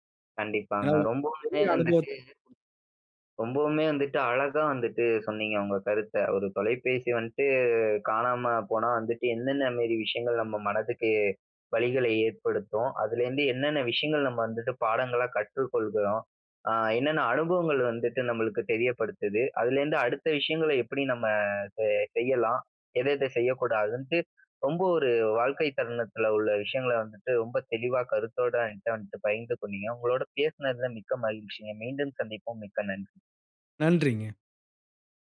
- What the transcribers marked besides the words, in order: other background noise
- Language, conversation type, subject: Tamil, podcast, நீங்கள் வழிதவறி, கைப்பேசிக்கு சிக்னலும் கிடைக்காமல் சிக்கிய அந்த அனுபவம் எப்படி இருந்தது?